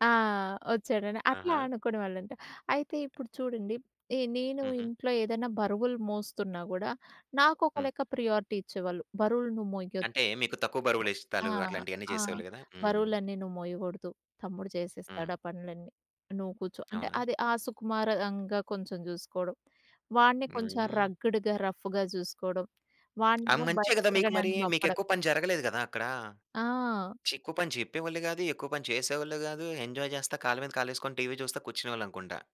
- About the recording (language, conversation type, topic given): Telugu, podcast, అమ్మాయిలు, అబ్బాయిల పాత్రలపై వివిధ తరాల అభిప్రాయాలు ఎంతవరకు మారాయి?
- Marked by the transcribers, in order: tapping; in English: "ప్రియారిటీ"; "ఎత్తడాలు" said as "ఎష్‌తాలు"; other background noise; in English: "రగ్గ్‌డ్‌గా"; in English: "ఎంజాయ్"